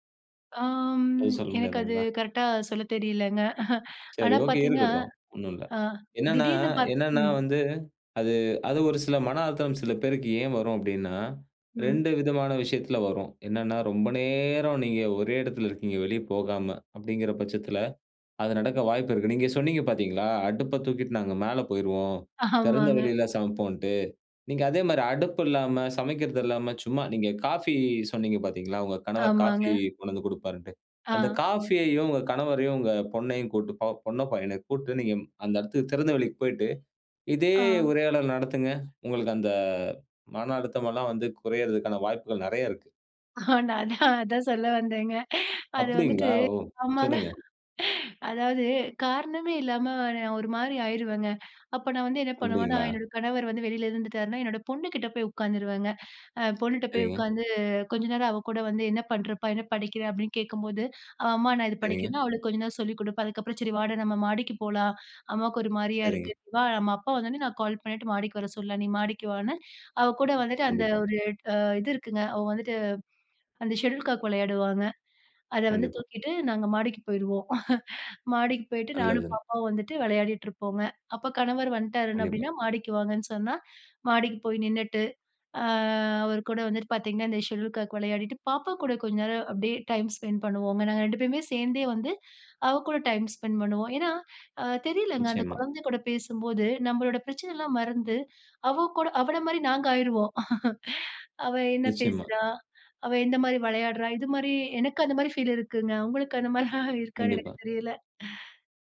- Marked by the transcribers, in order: drawn out: "அம்"; chuckle; laughing while speaking: "ஆமாங்க"; "கூப்பிட்டு" said as "கூட்டு"; "கூப்பிட்டு" said as "கூட்டு"; laughing while speaking: "ஆ அதான் அதான் சொல்ல வந்தேங்க. அது வந்துட்டு ஆமாங்க"; laugh; chuckle; chuckle; laugh
- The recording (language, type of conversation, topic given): Tamil, podcast, மனஅழுத்தத்தை குறைக்க வீட்டிலேயே செய்யக்கூடிய எளிய பழக்கங்கள் என்ன?